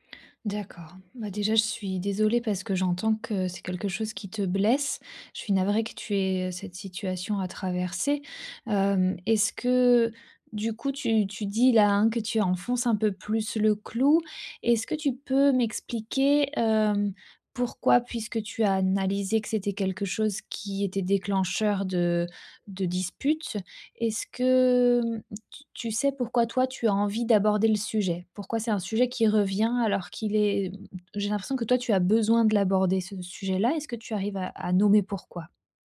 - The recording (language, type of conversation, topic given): French, advice, Pourquoi avons-nous toujours les mêmes disputes dans notre couple ?
- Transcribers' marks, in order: none